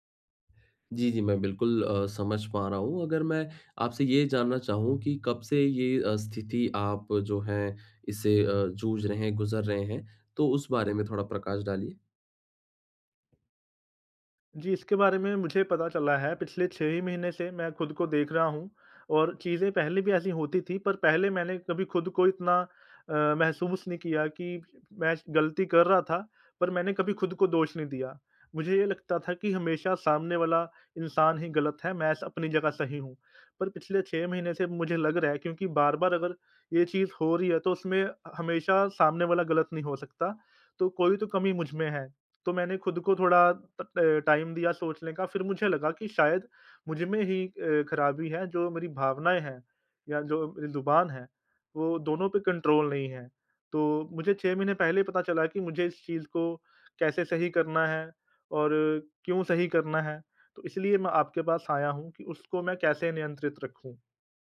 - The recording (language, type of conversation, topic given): Hindi, advice, मैं माइंडफुलनेस की मदद से अपनी तीव्र भावनाओं को कैसे शांत और नियंत्रित कर सकता/सकती हूँ?
- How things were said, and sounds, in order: tapping; in English: "ट टाइम"; in English: "कंट्रोल"